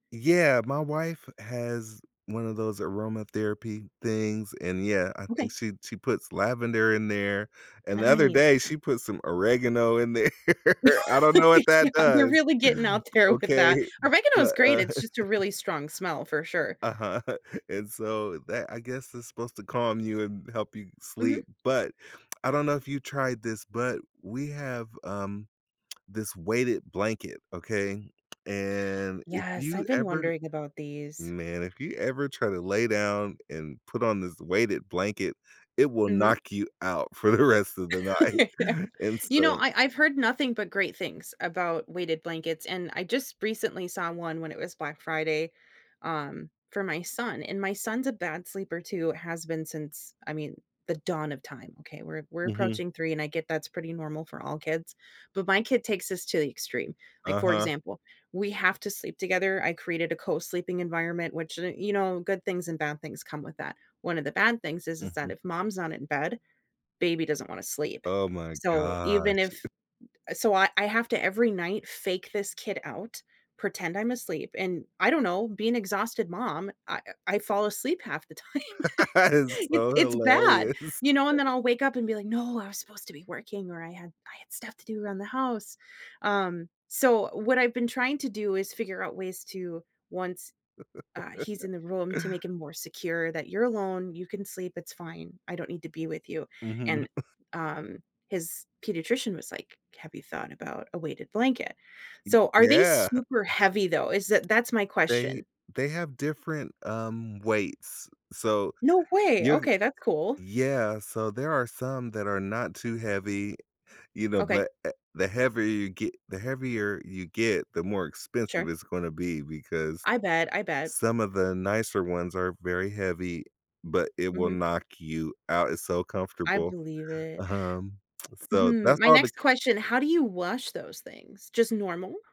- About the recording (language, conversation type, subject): English, unstructured, How can I calm my mind for better sleep?
- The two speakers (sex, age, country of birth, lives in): female, 35-39, United States, United States; male, 50-54, United States, United States
- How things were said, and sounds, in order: other background noise; laugh; laughing while speaking: "Yeah"; laughing while speaking: "there"; laughing while speaking: "there"; chuckle; laughing while speaking: "Uh-huh"; tapping; laughing while speaking: "rest"; laugh; laughing while speaking: "Yeah"; laughing while speaking: "night"; chuckle; laughing while speaking: "time"; laugh; laughing while speaking: "That"; chuckle; laugh; laugh; chuckle